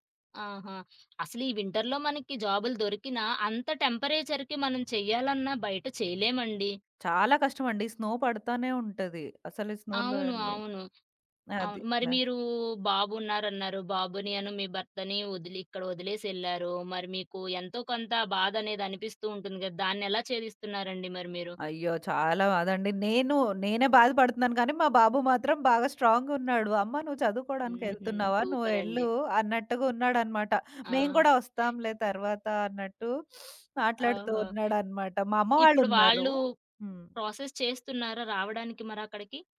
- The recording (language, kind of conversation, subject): Telugu, podcast, స్వల్ప కాలంలో మీ జీవితాన్ని మార్చేసిన సంభాషణ ఏది?
- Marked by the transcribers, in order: in English: "వింటర్‌లో"; in English: "టెంపరేచర్‌కి"; in English: "స్నో"; in English: "స్నోలో"; other background noise; in English: "స్ట్రాంగ్"; sniff; in English: "ప్రాసెస్"